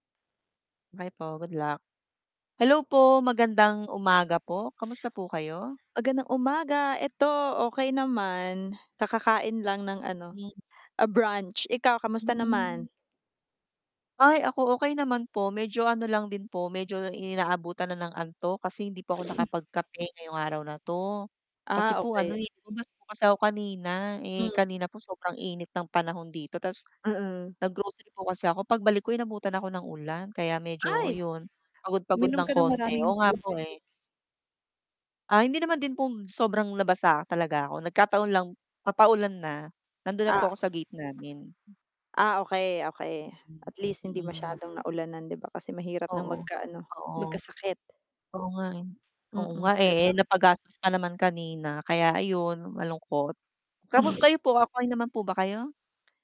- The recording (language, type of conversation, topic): Filipino, unstructured, Paano mo hinaharap ang taong palaging humihiram ng pera?
- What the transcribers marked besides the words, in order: static; other street noise; distorted speech; mechanical hum